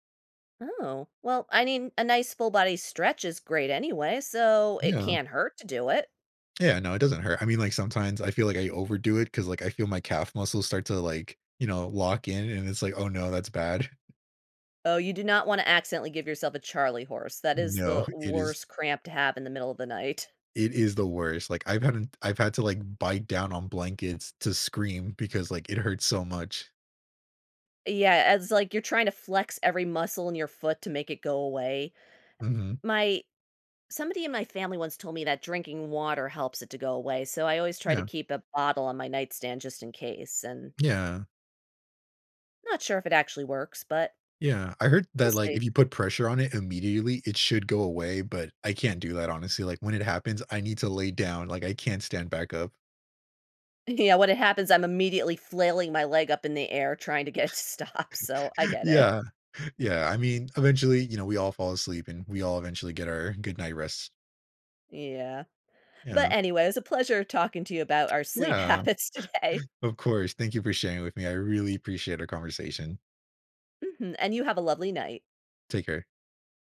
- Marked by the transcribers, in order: chuckle; chuckle; laugh; laughing while speaking: "it to stop"; chuckle; tapping; chuckle; laughing while speaking: "habits today"
- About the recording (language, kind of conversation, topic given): English, unstructured, How can I use better sleep to improve my well-being?